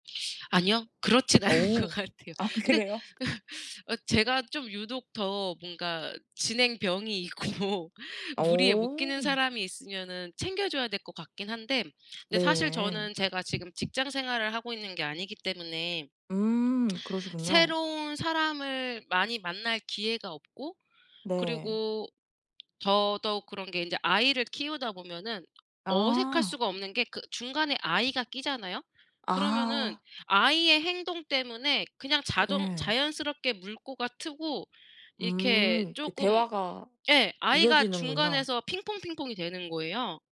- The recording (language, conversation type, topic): Korean, podcast, 어색한 침묵이 생겼을 때 어떻게 대처하시나요?
- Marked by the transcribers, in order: laughing while speaking: "그렇진 않은 것 같아요"; other background noise; laughing while speaking: "그래요?"; laugh; laughing while speaking: "있고"